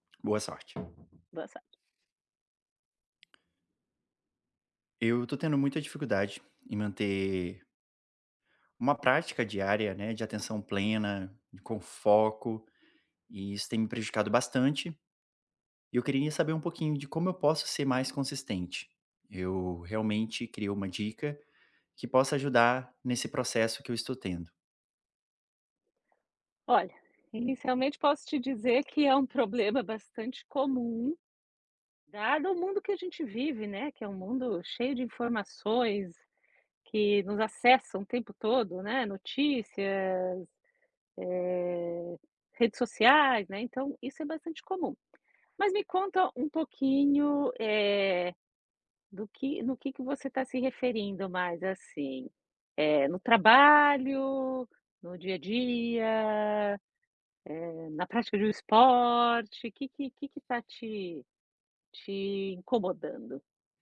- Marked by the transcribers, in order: tapping
- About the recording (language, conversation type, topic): Portuguese, advice, Como posso manter a consistência diária na prática de atenção plena?